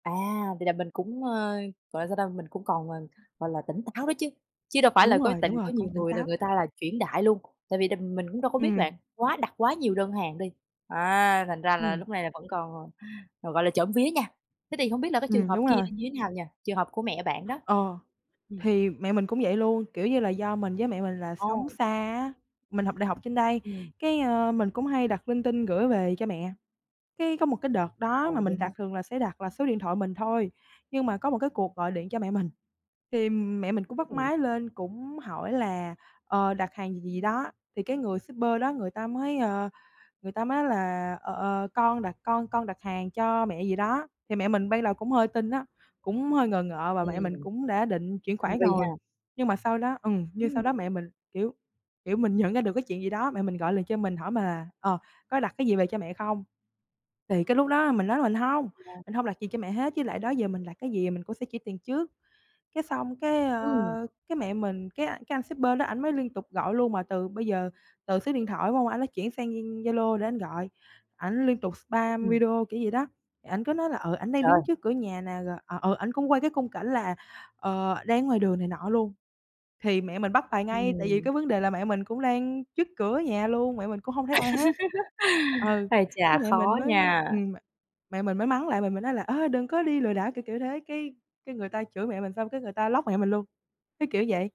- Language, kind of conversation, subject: Vietnamese, podcast, Bạn có thể kể về lần bạn gặp lừa đảo trực tuyến và bài học bạn rút ra từ đó không?
- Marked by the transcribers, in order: tapping; other background noise; unintelligible speech; in English: "spam"; laugh; laughing while speaking: "Ừ"; in English: "lóc"; "block" said as "lóc"